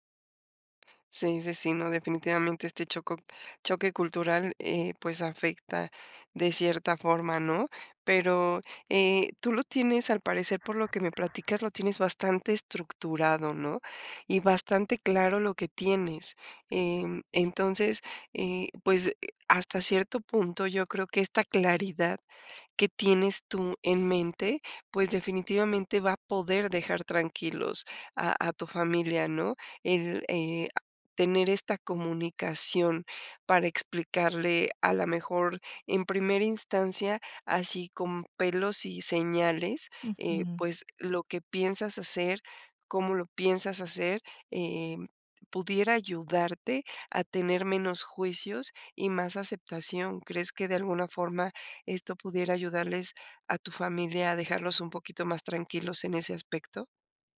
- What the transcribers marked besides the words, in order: other background noise
- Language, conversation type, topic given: Spanish, advice, ¿Cómo puedo manejar el juicio por elegir un estilo de vida diferente al esperado (sin casa ni hijos)?